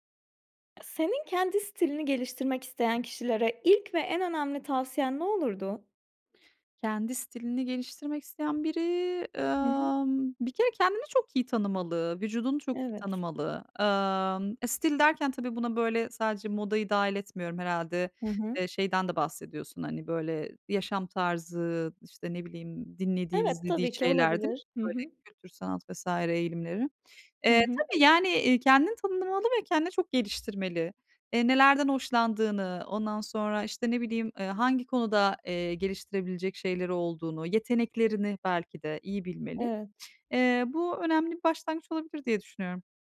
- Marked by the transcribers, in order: drawn out: "biri, ımm"; other background noise
- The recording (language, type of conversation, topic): Turkish, podcast, Kendi stilini geliştirmek isteyen birine vereceğin ilk ve en önemli tavsiye nedir?